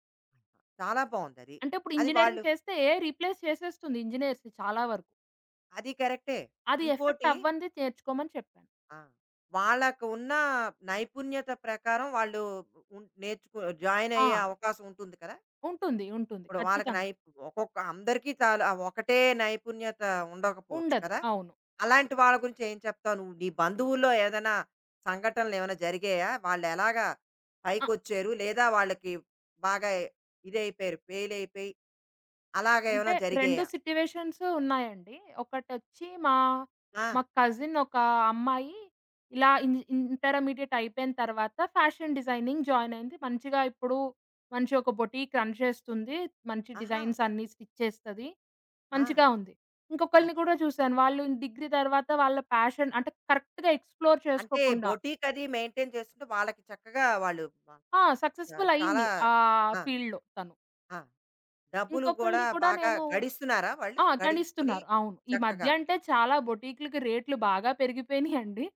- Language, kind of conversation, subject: Telugu, podcast, వైద్యం, ఇంజనీరింగ్ కాకుండా ఇతర కెరీర్ అవకాశాల గురించి మీరు ఏమి చెప్పగలరు?
- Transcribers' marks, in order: other background noise; in English: "ఏఐ రీప్లేస్"; in English: "ఇంజినీర్స్‌ని"; in English: "సిట్యుయేషన్స్"; in English: "కజిన్"; in English: "ఇ ఇంటర్మీడియేట్"; in English: "ఫ్యాషన్ డిజైనింగ్"; in English: "బొటీక్ రన్"; in English: "స్టిచ్"; in English: "ప్యాషన్"; in English: "కరెక్ట్‌గా ఎక్స్‌ప్లోర్"; in English: "మెయింటైన్"; in English: "సక్సెస్‌ఫుల్"; in English: "ఫీల్డ్‌లో"; chuckle